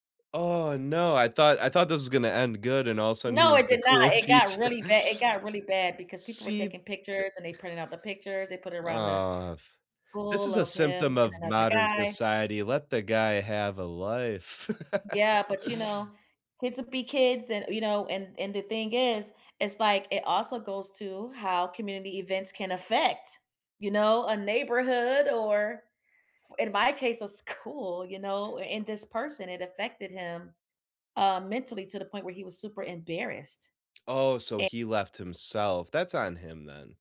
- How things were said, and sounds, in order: other background noise; laughing while speaking: "cool teacher"; chuckle; laugh; tapping; stressed: "affect"; laughing while speaking: "school"
- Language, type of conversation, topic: English, unstructured, How do you think community events bring people together?
- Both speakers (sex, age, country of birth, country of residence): female, 35-39, United States, United States; male, 30-34, United States, United States